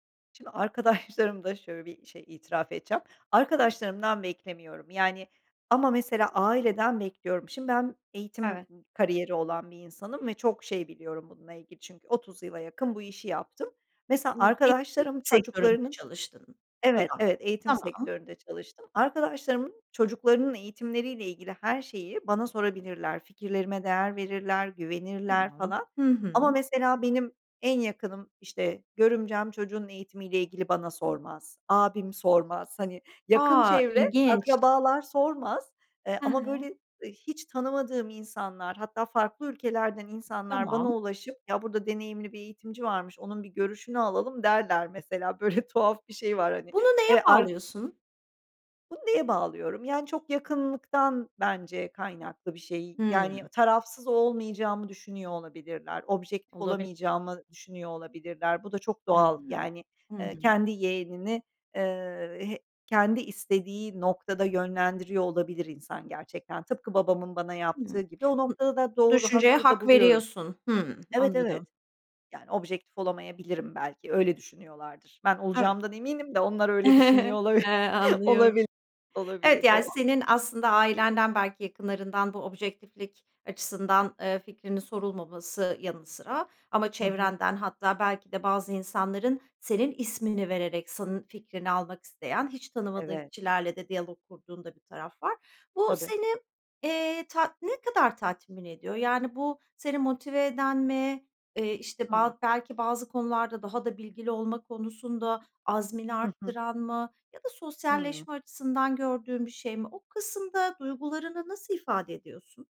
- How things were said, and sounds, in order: laughing while speaking: "arkadaşlarımda"; unintelligible speech; surprised: "A"; laughing while speaking: "tuhaf"; chuckle
- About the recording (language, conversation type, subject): Turkish, podcast, Başkalarının fikirleri kararlarını nasıl etkiler?